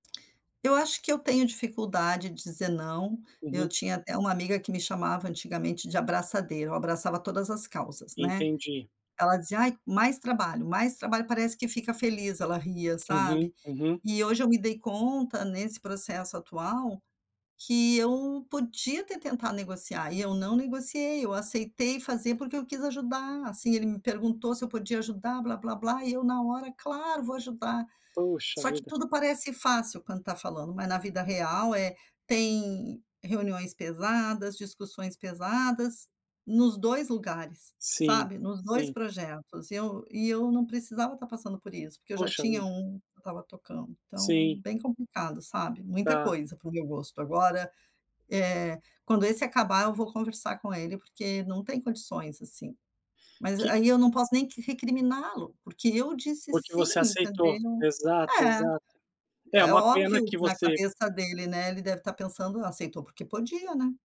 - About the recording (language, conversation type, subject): Portuguese, advice, Como posso aprender a dizer não e evitar assumir responsabilidades demais?
- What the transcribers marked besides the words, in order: tapping